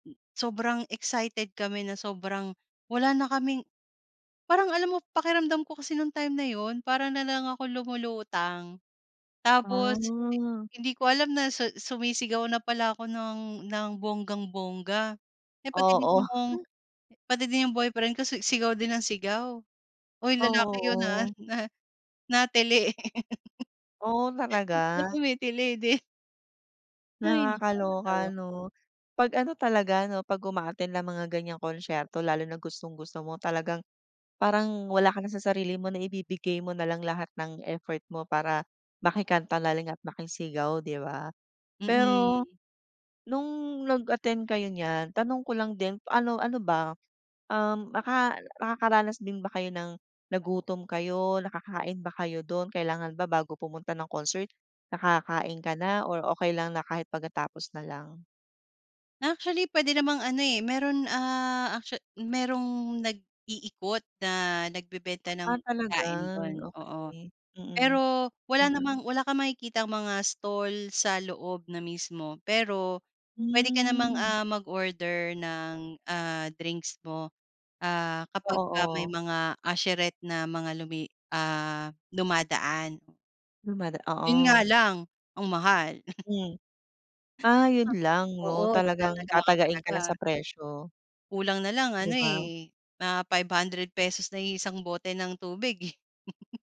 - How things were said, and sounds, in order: tapping; laughing while speaking: "Oo"; laugh; laughing while speaking: "din"; other background noise; dog barking; in English: "usherette"; scoff; wind; laugh
- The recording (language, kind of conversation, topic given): Filipino, podcast, Ano ang paborito mong karanasan sa isang konsiyertong live?